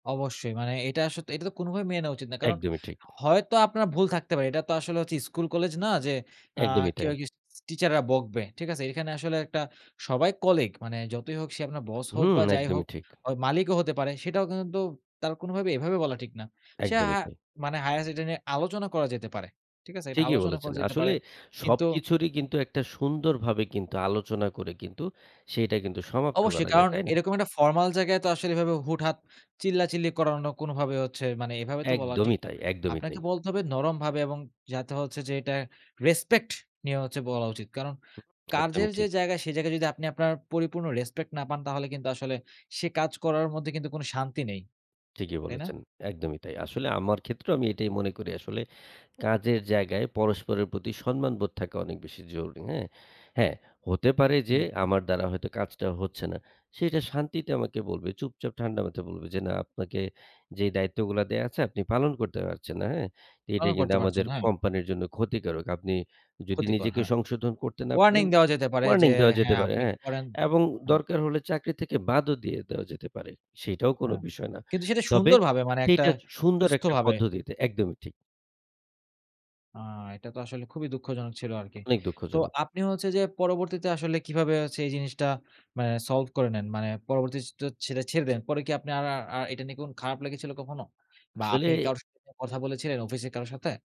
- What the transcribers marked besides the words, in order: other background noise
- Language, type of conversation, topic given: Bengali, podcast, আপনি ব্যর্থতার গল্প কীভাবে বলেন?